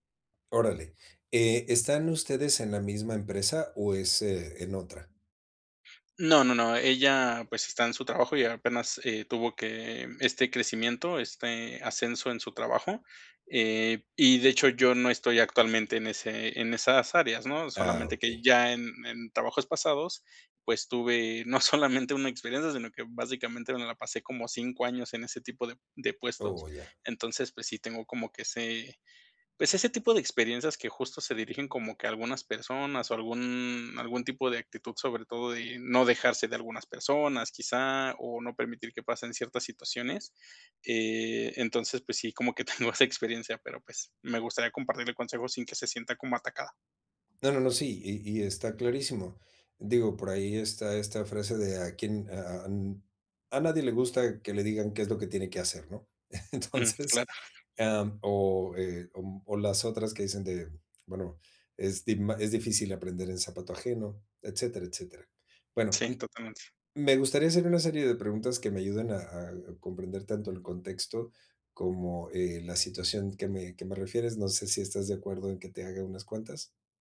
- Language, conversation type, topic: Spanish, advice, ¿Cómo puedo equilibrar de manera efectiva los elogios y las críticas?
- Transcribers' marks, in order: other background noise; laughing while speaking: "solamente"; laughing while speaking: "tengo"; laughing while speaking: "Entonces"